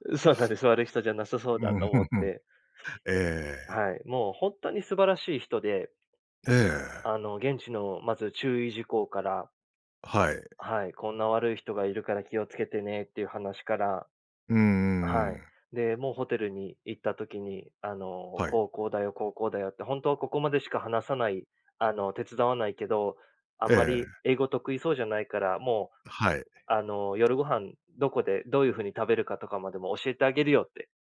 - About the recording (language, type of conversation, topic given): Japanese, podcast, 旅先で出会った人との心温まるエピソードはありますか？
- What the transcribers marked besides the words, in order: other noise